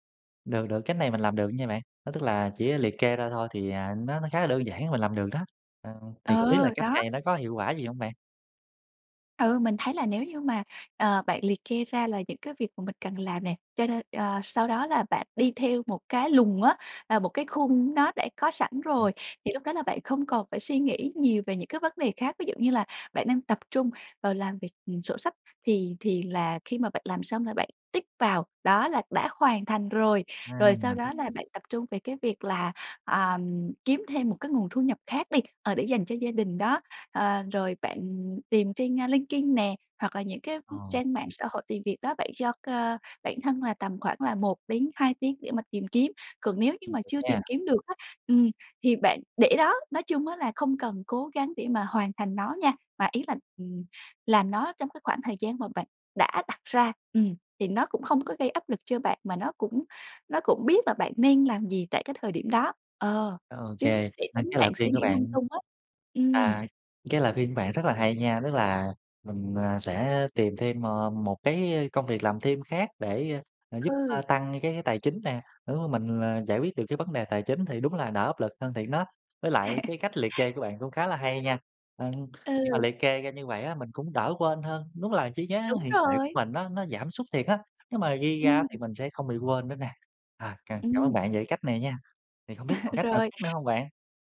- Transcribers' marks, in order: other noise; other background noise; tapping; in English: "tick"; alarm; chuckle; chuckle
- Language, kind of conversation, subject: Vietnamese, advice, Làm sao để giảm tình trạng mơ hồ tinh thần và cải thiện khả năng tập trung?